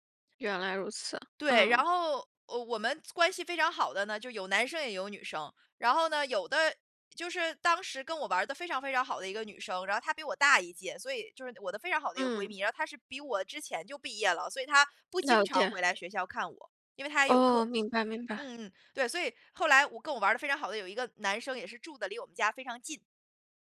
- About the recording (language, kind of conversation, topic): Chinese, podcast, 有什么歌会让你想起第一次恋爱？
- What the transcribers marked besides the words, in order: other background noise